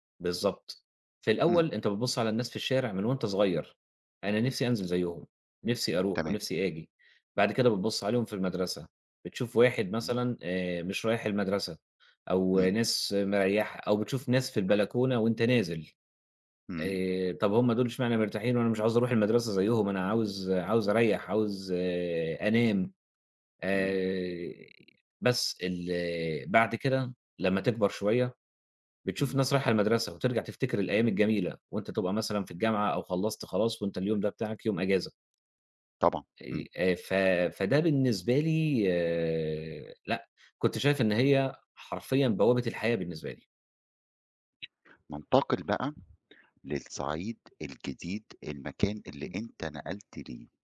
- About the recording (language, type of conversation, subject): Arabic, podcast, ايه العادات الصغيرة اللي بتعملوها وبتخلي البيت دافي؟
- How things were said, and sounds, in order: tapping